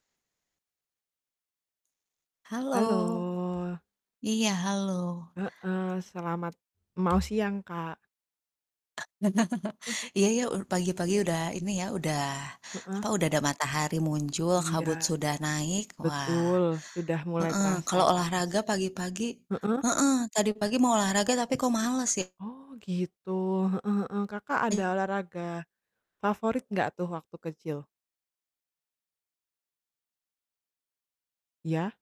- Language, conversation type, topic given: Indonesian, unstructured, Apa olahraga favoritmu saat kamu masih kecil?
- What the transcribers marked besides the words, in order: other background noise; drawn out: "Halo"; tapping; laugh; chuckle; distorted speech